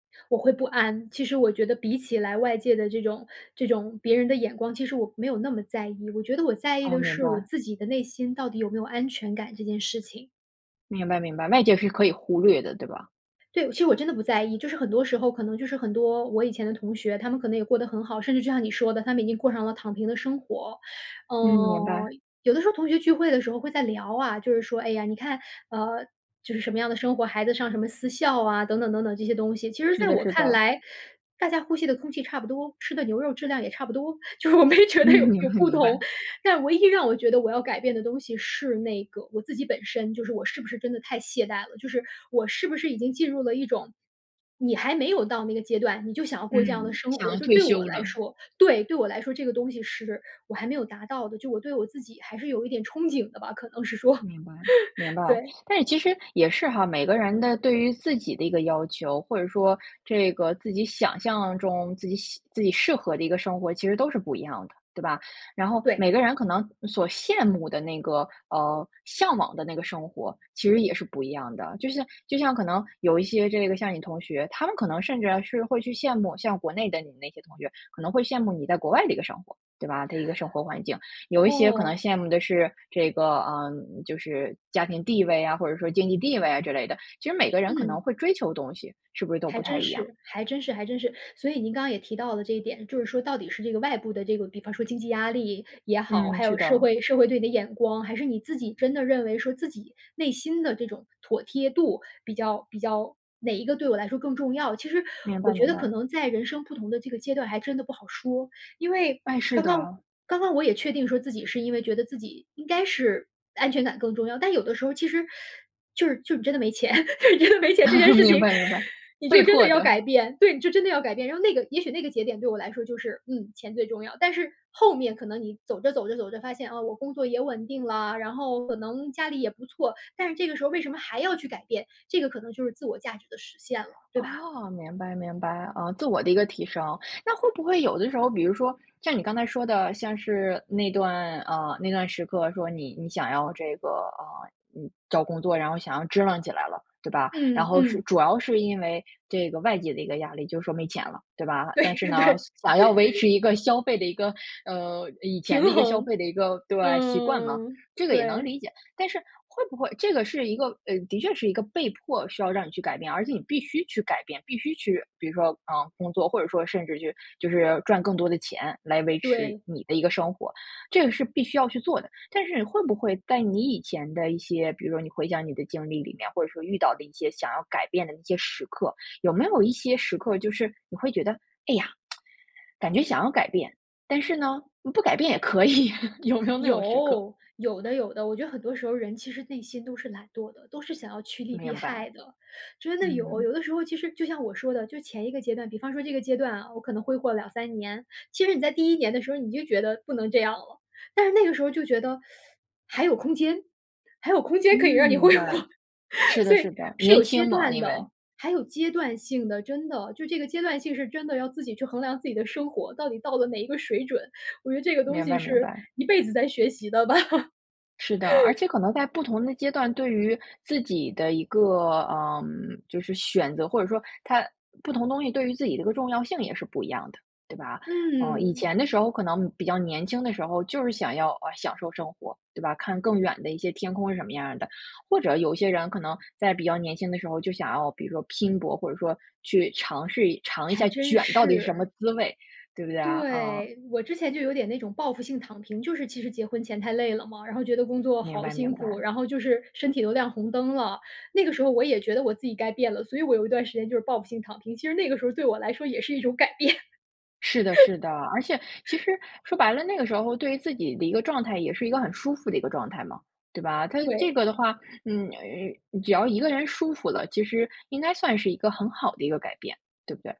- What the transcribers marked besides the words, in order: laughing while speaking: "嗯，明白，明白"; laughing while speaking: "就是我没觉得有 有不同"; laughing while speaking: "可能是说， 对"; laugh; teeth sucking; teeth sucking; laugh; laughing while speaking: "你真的没钱这件事情"; laugh; laughing while speaking: "明白，明白，被迫的"; laughing while speaking: "对，对"; laugh; laughing while speaking: "平衡"; lip smack; laughing while speaking: "可以， 有没有那种时刻？"; laugh; teeth sucking; laughing while speaking: "还有空间可以让你挥霍"; laugh; laughing while speaking: "的吧"; laugh; laughing while speaking: "改变"; laugh
- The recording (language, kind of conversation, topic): Chinese, podcast, 什么事情会让你觉得自己必须改变？